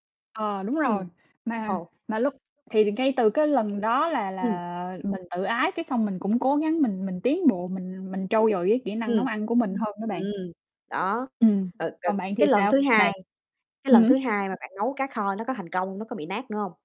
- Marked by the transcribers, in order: tapping; other noise; other background noise; distorted speech
- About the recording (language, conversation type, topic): Vietnamese, unstructured, Lần đầu tiên bạn tự nấu một bữa ăn hoàn chỉnh là khi nào?